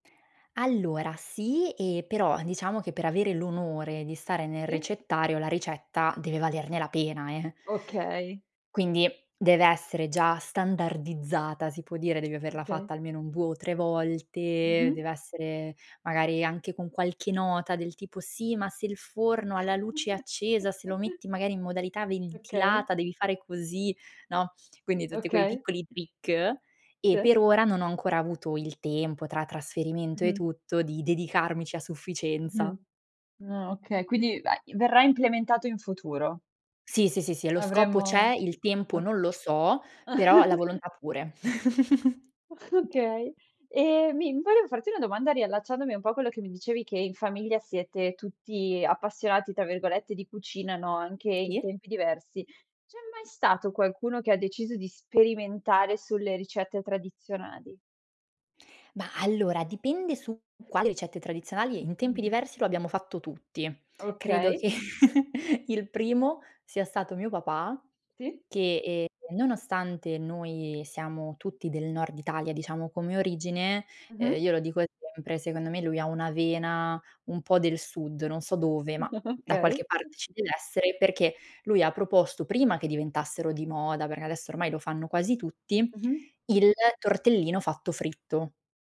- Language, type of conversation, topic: Italian, podcast, Come si tramandano le ricette nella tua famiglia?
- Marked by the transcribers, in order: "ricettario" said as "recettario"; tapping; chuckle; in English: "trick"; chuckle; chuckle; laughing while speaking: "che"; chuckle; other background noise; chuckle